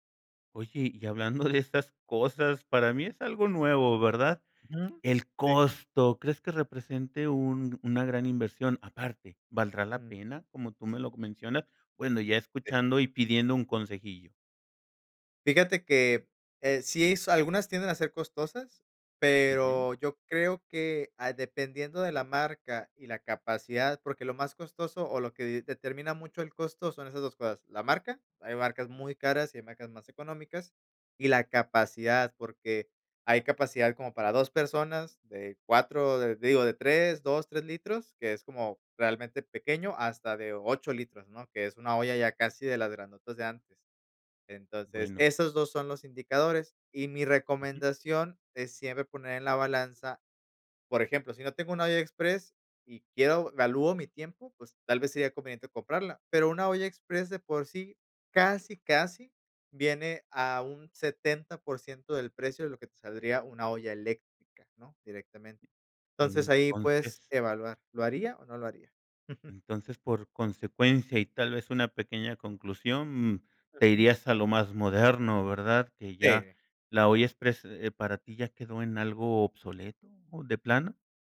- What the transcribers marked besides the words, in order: laughing while speaking: "de"; other background noise
- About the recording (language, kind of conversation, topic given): Spanish, podcast, ¿Cómo cocinas cuando tienes poco tiempo y poco dinero?